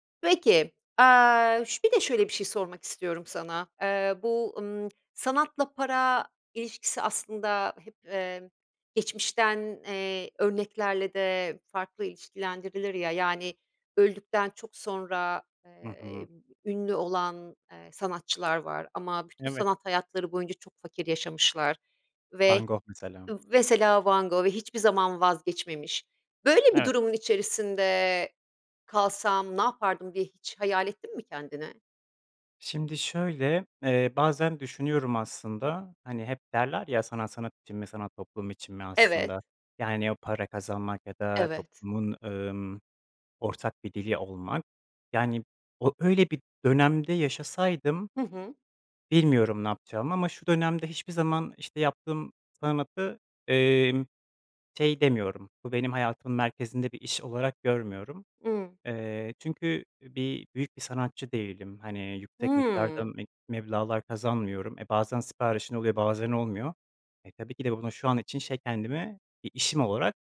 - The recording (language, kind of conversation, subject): Turkish, podcast, Sanat ve para arasında nasıl denge kurarsın?
- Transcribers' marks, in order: tongue click; drawn out: "Hıı"